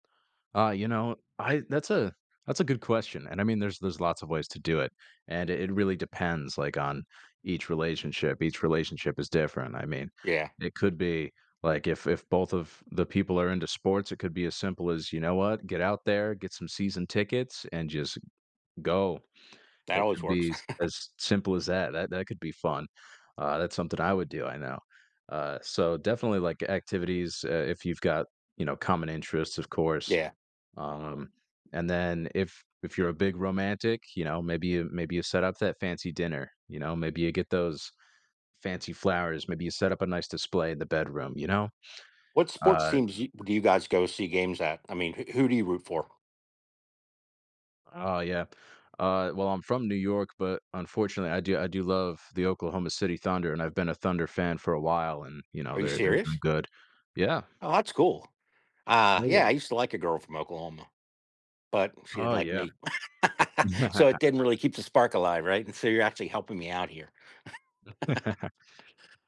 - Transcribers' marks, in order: tapping; chuckle; other background noise; laugh; chuckle; chuckle; laugh
- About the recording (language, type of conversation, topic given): English, unstructured, What helps couples stay close and connected over time?
- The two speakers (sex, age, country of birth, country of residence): male, 20-24, United States, United States; male, 55-59, United States, United States